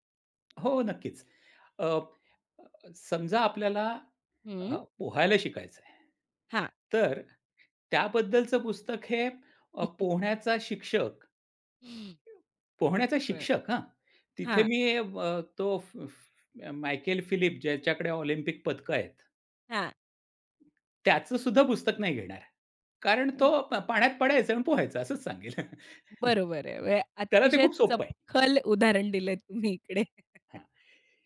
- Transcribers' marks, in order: tapping; laugh; other noise; other background noise; laugh; chuckle
- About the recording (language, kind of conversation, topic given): Marathi, podcast, कोर्स, पुस्तक किंवा व्हिडिओ कशा प्रकारे निवडता?